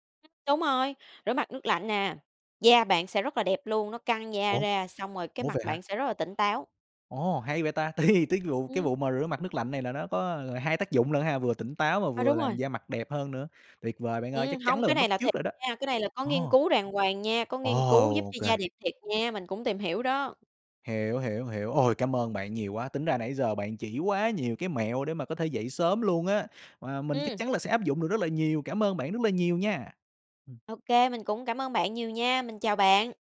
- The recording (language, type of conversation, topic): Vietnamese, podcast, Bạn có mẹo nào để dậy sớm không?
- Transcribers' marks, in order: other background noise; laughing while speaking: "Thì"; tapping